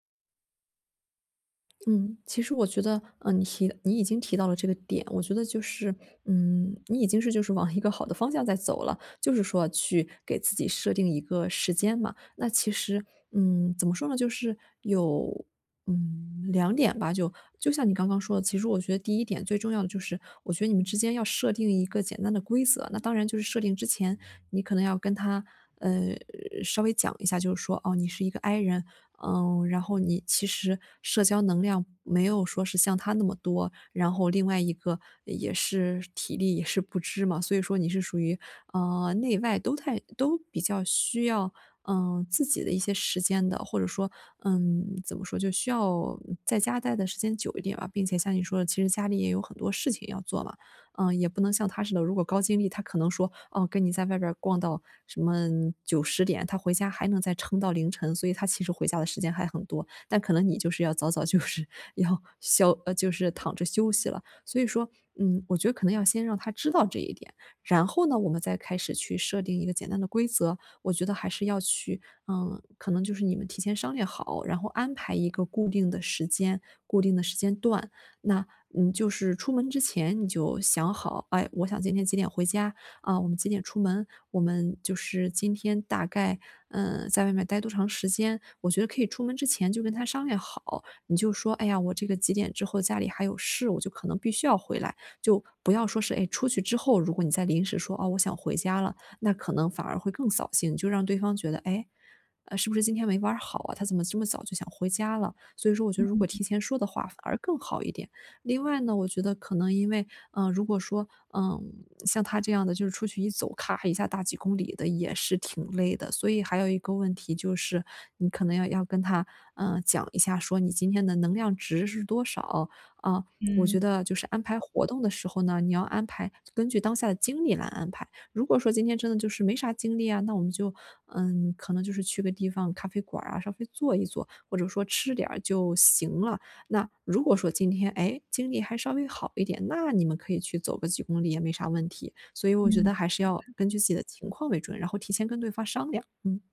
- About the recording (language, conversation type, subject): Chinese, advice, 我怎麼能更好地平衡社交與個人時間？
- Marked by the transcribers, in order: laughing while speaking: "就是"; other background noise